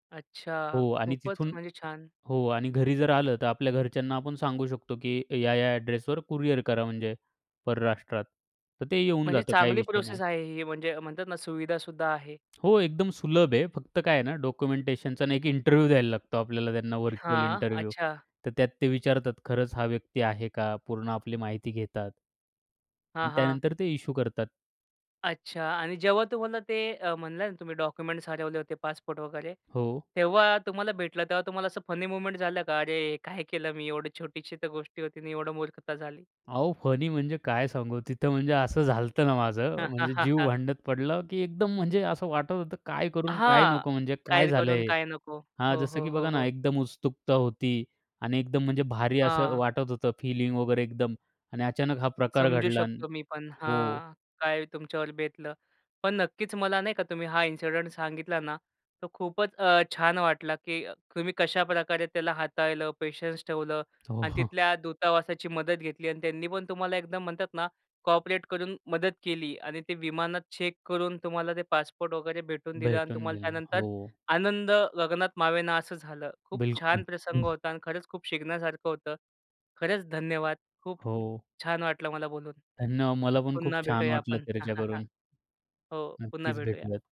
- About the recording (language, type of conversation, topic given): Marathi, podcast, तुमचा पासपोर्ट किंवा एखादे महत्त्वाचे कागदपत्र कधी हरवले आहे का?
- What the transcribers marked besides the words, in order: tapping; in English: "इंटरव्ह्यू"; other background noise; in English: "व्हर्चुअल इंटरव्ह्यू"; in English: "मूव्हमेंट"; chuckle; chuckle; in English: "चेक"; chuckle